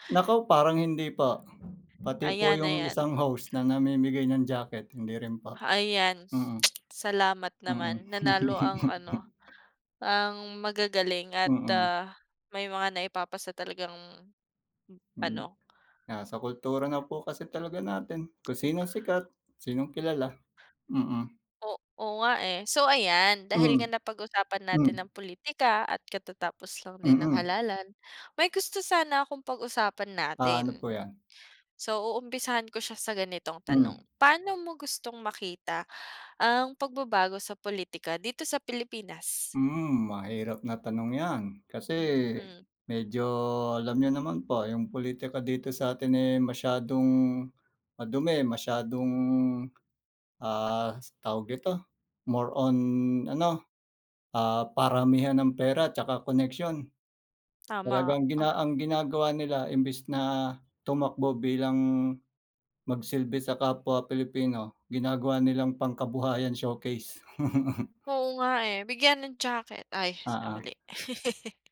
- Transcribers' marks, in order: other background noise; tsk; chuckle; tapping; chuckle; chuckle
- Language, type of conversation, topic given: Filipino, unstructured, Paano mo gustong magbago ang pulitika sa Pilipinas?